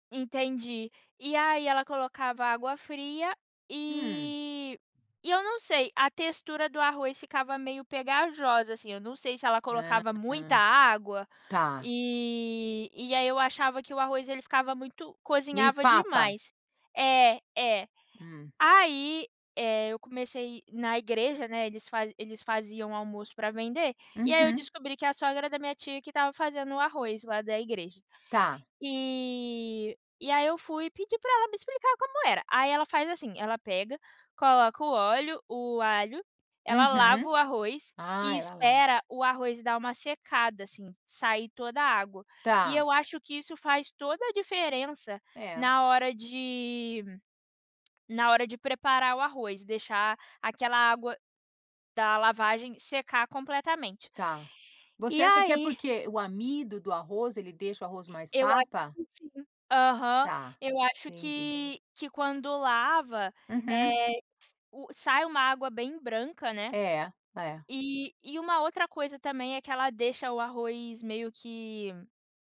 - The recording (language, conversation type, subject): Portuguese, podcast, Qual comida você considera um abraço em forma de prato?
- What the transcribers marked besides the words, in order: tapping